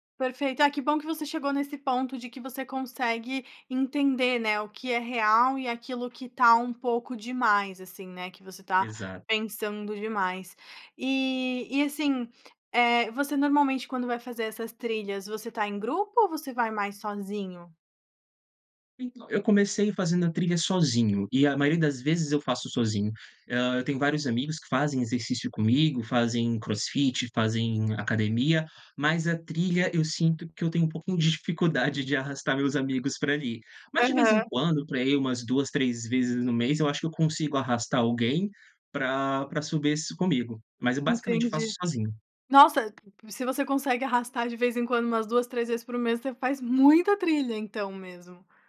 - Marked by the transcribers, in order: tapping
- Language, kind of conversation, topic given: Portuguese, podcast, Já passou por alguma surpresa inesperada durante uma trilha?